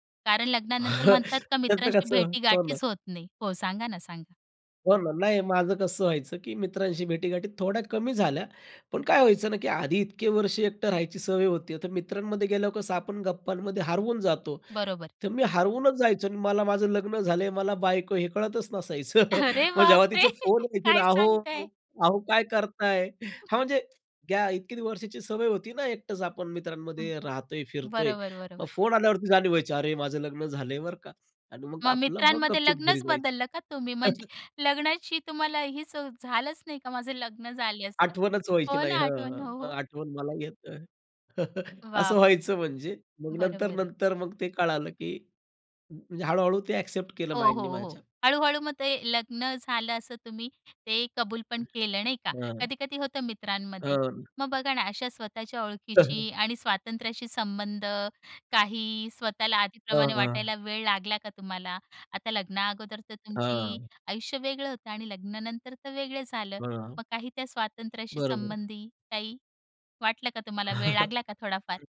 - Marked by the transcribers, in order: chuckle; other background noise; tapping; laughing while speaking: "अरे बापरे! काय सांगताय?"; chuckle; other noise; chuckle; chuckle; in English: "माइंडनी"; unintelligible speech; chuckle
- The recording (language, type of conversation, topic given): Marathi, podcast, लग्नानंतर आयुष्यातले पहिले काही बदल काय होते?